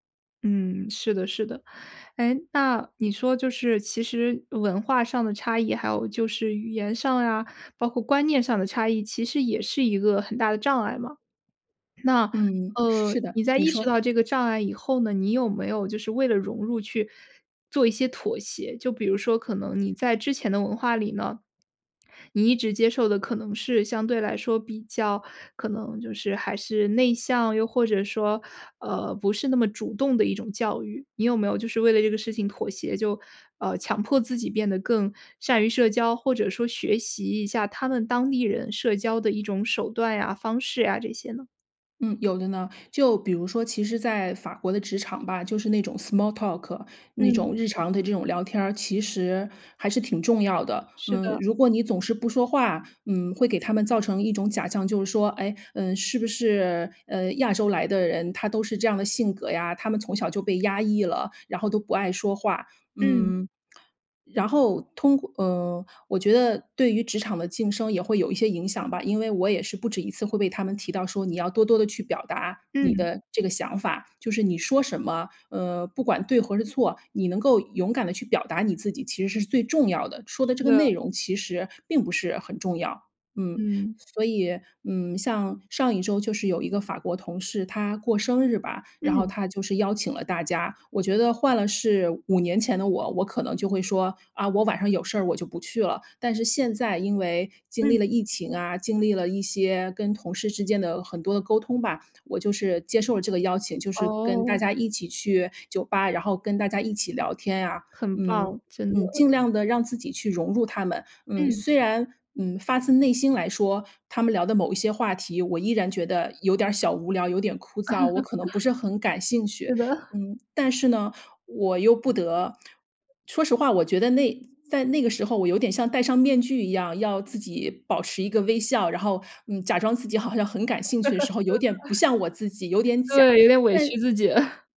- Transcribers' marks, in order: other background noise; swallow; in English: "small talk"; tongue click; laugh; lip smack; laugh; chuckle
- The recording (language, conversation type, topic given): Chinese, podcast, 你如何在适应新文化的同时保持自我？